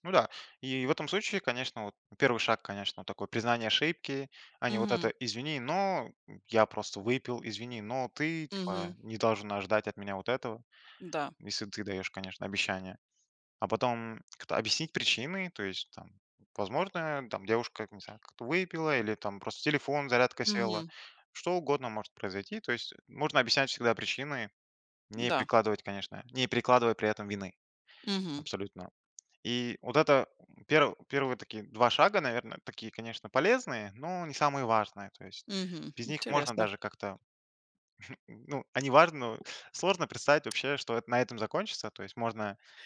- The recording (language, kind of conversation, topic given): Russian, podcast, Что важнее для доверия: обещания или поступки?
- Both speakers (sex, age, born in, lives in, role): female, 40-44, Russia, United States, host; male, 20-24, Kazakhstan, Hungary, guest
- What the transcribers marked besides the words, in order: chuckle; other background noise; tapping